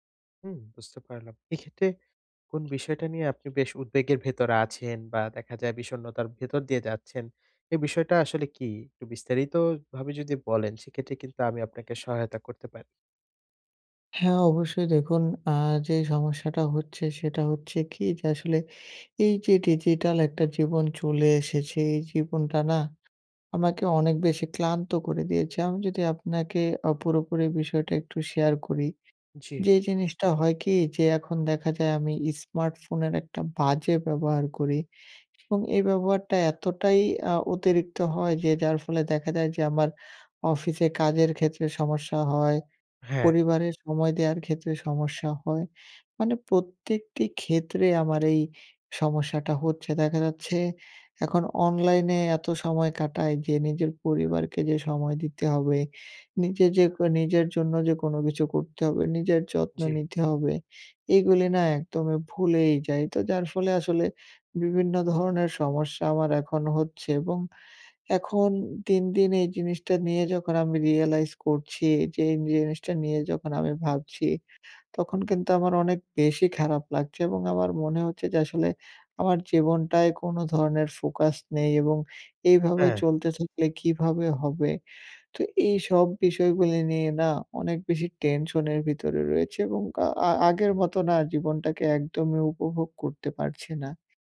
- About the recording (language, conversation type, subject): Bengali, advice, ডিজিটাল জঞ্জাল কমাতে সাবস্ক্রিপশন ও অ্যাপগুলো কীভাবে সংগঠিত করব?
- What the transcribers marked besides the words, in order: other background noise; tapping